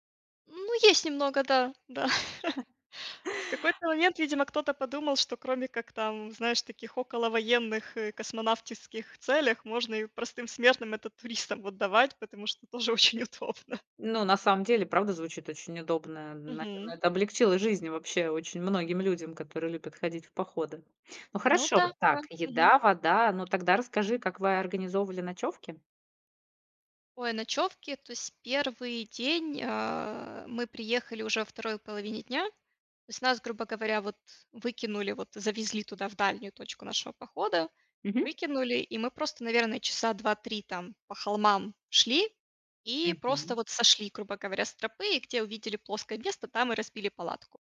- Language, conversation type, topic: Russian, podcast, Какой поход на природу был твоим любимым и почему?
- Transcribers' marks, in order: chuckle; laughing while speaking: "очень удобно"; chuckle; tapping